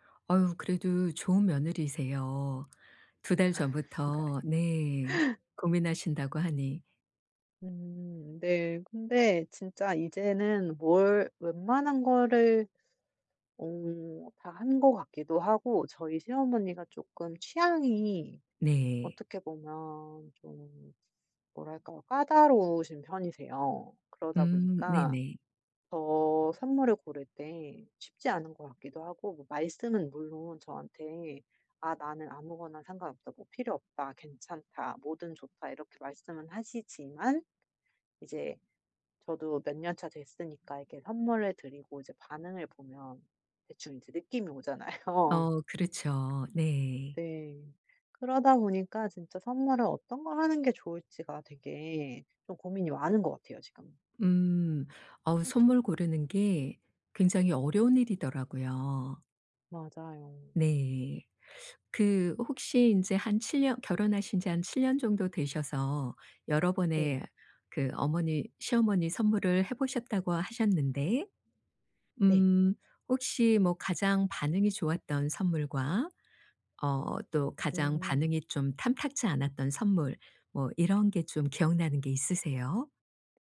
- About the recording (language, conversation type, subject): Korean, advice, 선물을 뭘 사야 할지 전혀 모르겠는데, 아이디어를 좀 도와주실 수 있나요?
- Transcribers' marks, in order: other background noise; laugh; laughing while speaking: "그런가요?"; laugh; laughing while speaking: "오잖아요"; teeth sucking